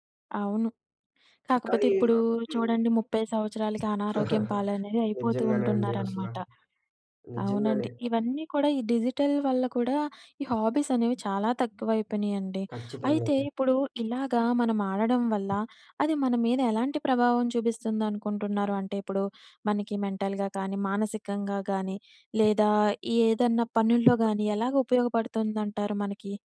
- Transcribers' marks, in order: giggle; in English: "డిజిటల్"; in English: "హాబీస్"; other background noise; in English: "మెంటల్‌గా"
- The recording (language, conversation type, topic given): Telugu, podcast, మీ పాత హాబీలను ఎలా గుర్తు చేసుకొని మళ్లీ వాటిపై ఆసక్తి పెంచుకున్నారు?